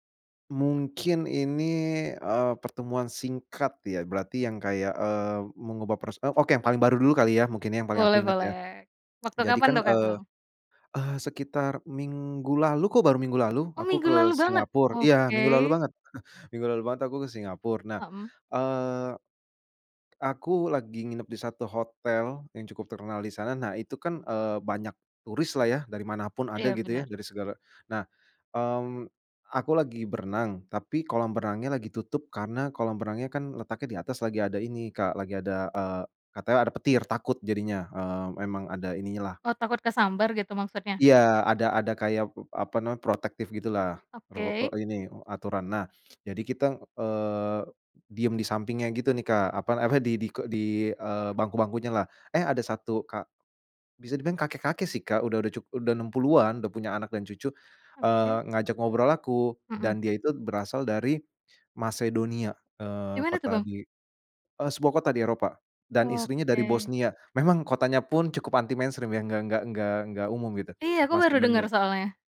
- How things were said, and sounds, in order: "Singapura" said as "Singapur"; chuckle; "Singapura" said as "Singapur"; in English: "mainstream"
- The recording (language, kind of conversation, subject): Indonesian, podcast, Pernahkah kamu mengalami pertemuan singkat yang mengubah cara pandangmu?